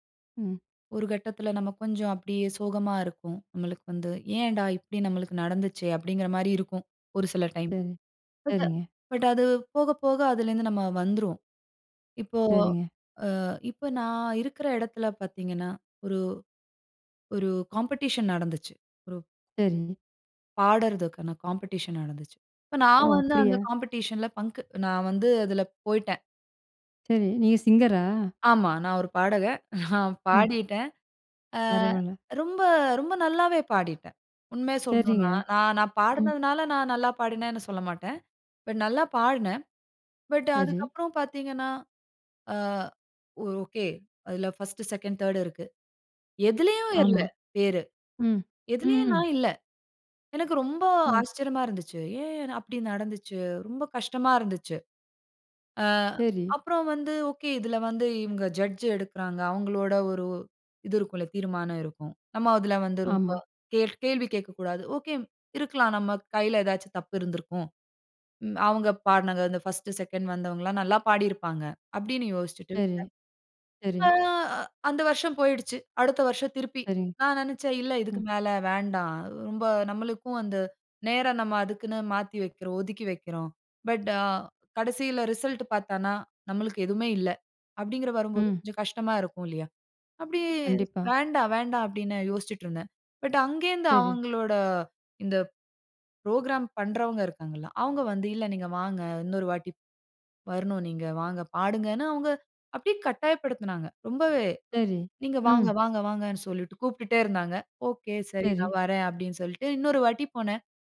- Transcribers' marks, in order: chuckle; other background noise; in English: "ப்ரோகிராம்"
- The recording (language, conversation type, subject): Tamil, podcast, ஒரு மிகப் பெரிய தோல்வியிலிருந்து நீங்கள் கற்றுக்கொண்ட மிக முக்கியமான பாடம் என்ன?